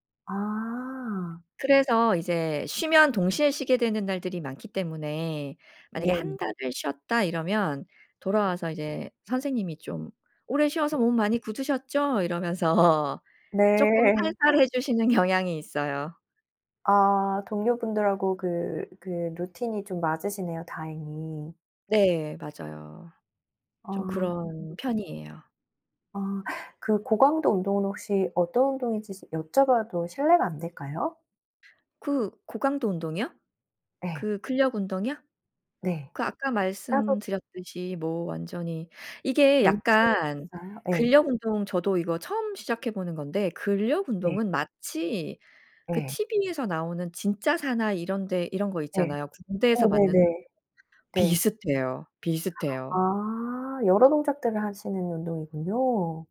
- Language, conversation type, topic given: Korean, podcast, 규칙적인 운동 루틴은 어떻게 만드세요?
- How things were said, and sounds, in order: laughing while speaking: "이러면서"; laughing while speaking: "네"; laugh; laughing while speaking: "경향이"; "운동이신지" said as "운동인지시"; other background noise; unintelligible speech; gasp